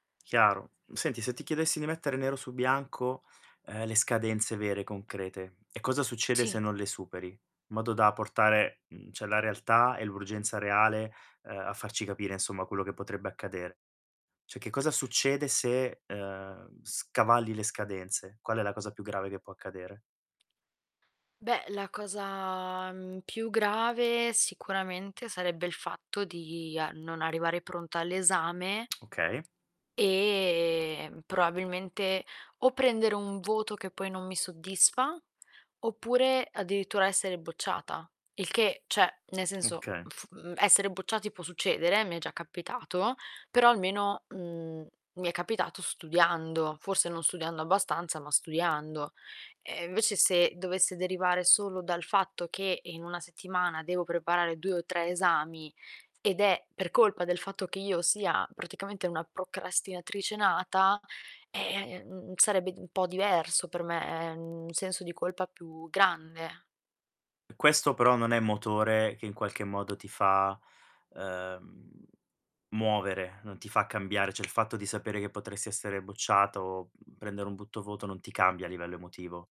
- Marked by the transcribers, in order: tapping; "cioè" said as "ceh"; other background noise; distorted speech; drawn out: "cosa"; drawn out: "e"; "probabilmente" said as "proabilmente"; "cioè" said as "ceh"; "invece" said as "vece"; "cioè" said as "ceh"
- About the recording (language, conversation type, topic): Italian, advice, Come posso smettere di procrastinare sui compiti importanti e urgenti?